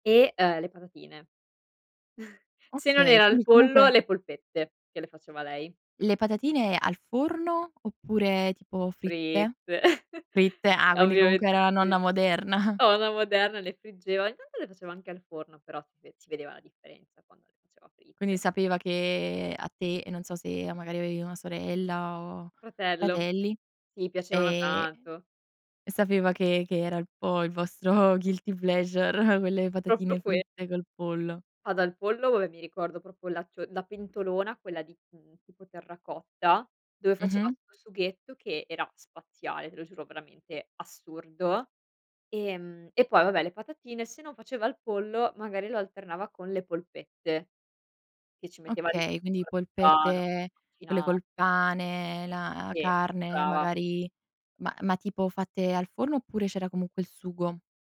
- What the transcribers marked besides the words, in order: chuckle; chuckle; chuckle; laughing while speaking: "vostro"; in English: "guilty pleasure"; laughing while speaking: "pleasure"; "Proprio" said as "propro"; "proprio" said as "propo"
- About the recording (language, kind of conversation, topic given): Italian, podcast, Quale cibo della tua infanzia ti fa pensare subito ai tuoi nonni?